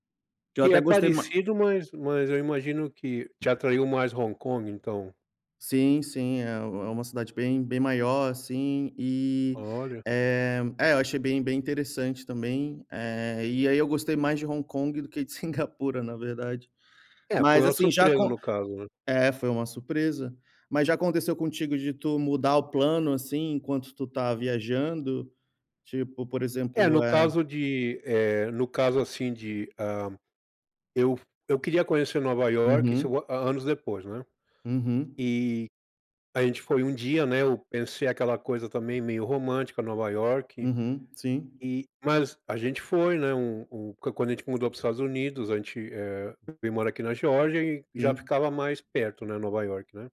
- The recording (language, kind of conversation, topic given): Portuguese, unstructured, Qual foi a viagem mais inesquecível que você já fez?
- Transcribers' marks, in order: tapping